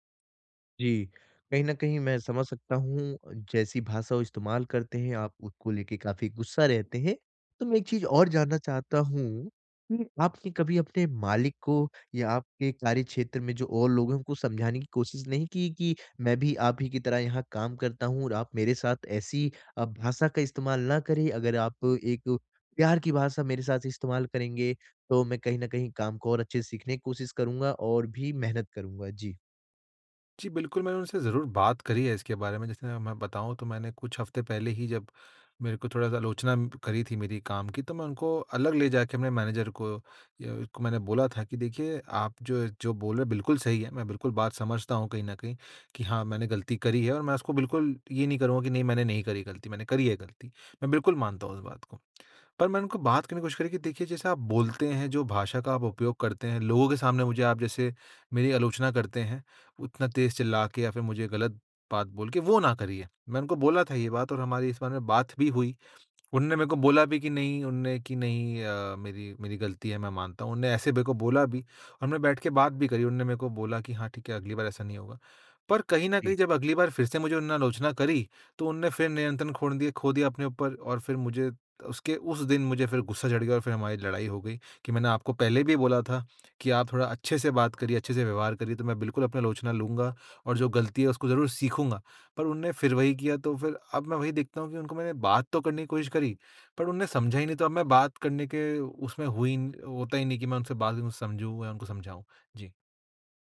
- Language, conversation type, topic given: Hindi, advice, आलोचना पर अपनी भावनात्मक प्रतिक्रिया को कैसे नियंत्रित करूँ?
- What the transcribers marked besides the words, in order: in English: "मैनेजर"